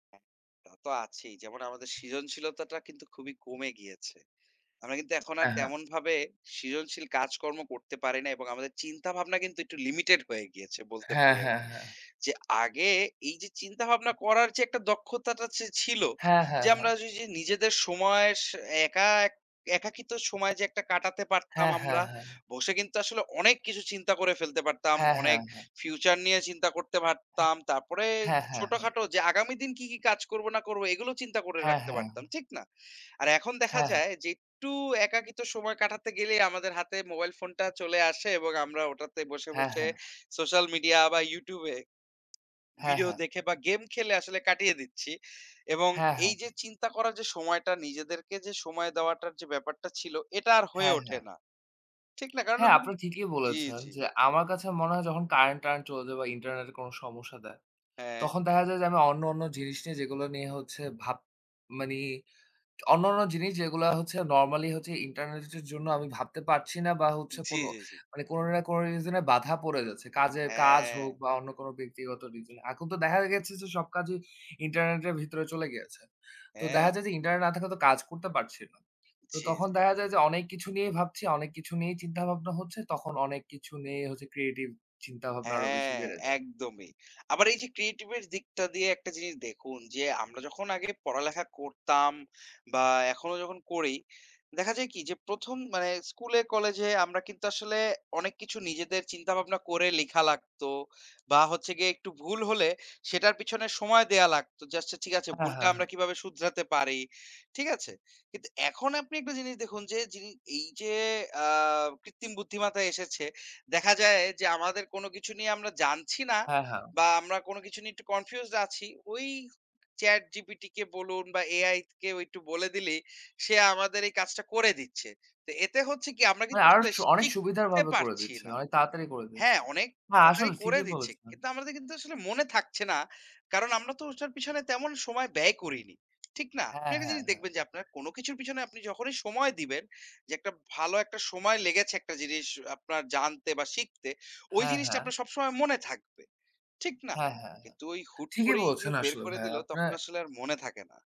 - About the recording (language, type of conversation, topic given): Bengali, unstructured, আপনি কি মনে করেন, প্রযুক্তি আমাদের জীবনকে সহজ করে দিয়েছে?
- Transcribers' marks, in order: "সৃজনশীলতাটা" said as "সিজনশীলতাটা"; other background noise; "সৃজনশীল" said as "সিজনশীল"; tapping; "বুদ্ধিমত্তা" said as "বুদ্ধিমাতা"